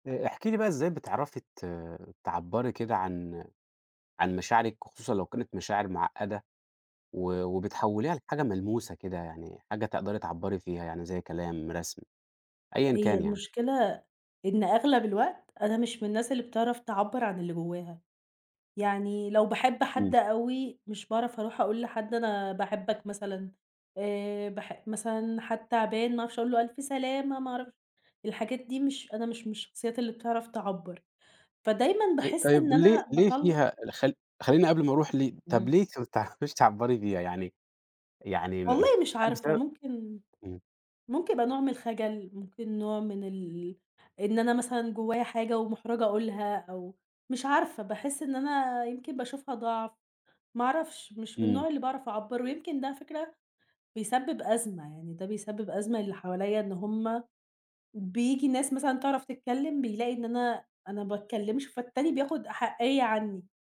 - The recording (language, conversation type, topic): Arabic, podcast, إزاي بتحوّل مشاعرك المعقّدة لحاجة تقدر تعبّر بيها؟
- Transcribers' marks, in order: put-on voice: "ألف سلامة"; tsk; tapping